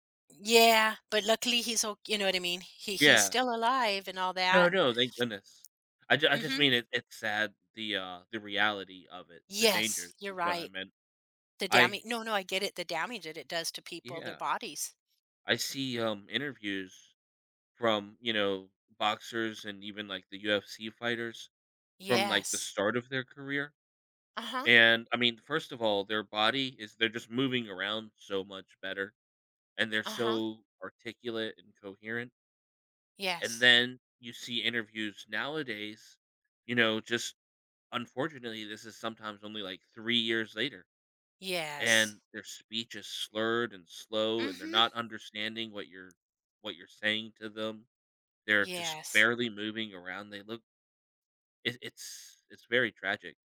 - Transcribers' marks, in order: none
- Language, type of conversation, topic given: English, unstructured, How do the atmosphere and fan engagement contribute to the overall experience of a sports event?
- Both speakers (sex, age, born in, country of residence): female, 65-69, United States, United States; male, 35-39, United States, United States